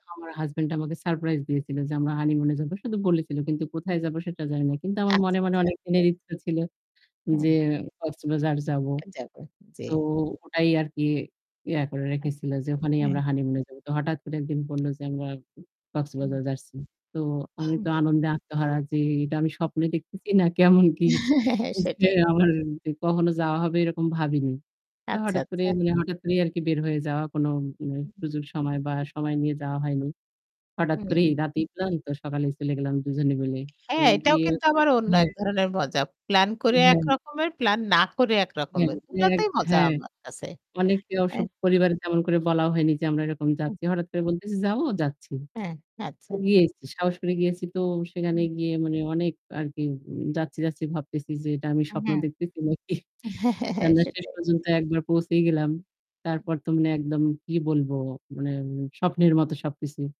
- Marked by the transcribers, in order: static; laugh; laughing while speaking: "না কেমন কি"; distorted speech; tapping; laughing while speaking: "নাকি"
- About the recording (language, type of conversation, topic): Bengali, unstructured, কোন ধরনের ভ্রমণে আপনি সবচেয়ে বেশি আনন্দ পান?